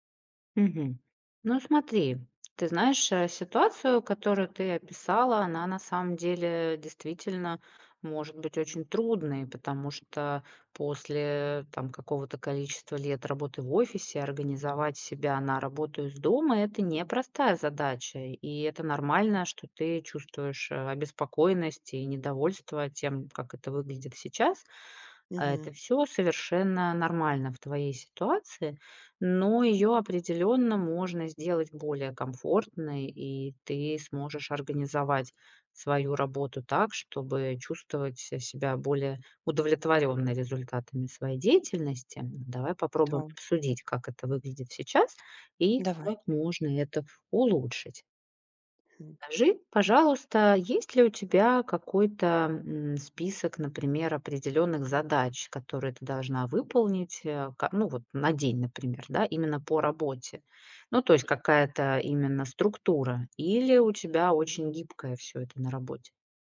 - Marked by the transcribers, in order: tapping
- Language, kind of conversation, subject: Russian, advice, Почему мне не удаётся придерживаться утренней или рабочей рутины?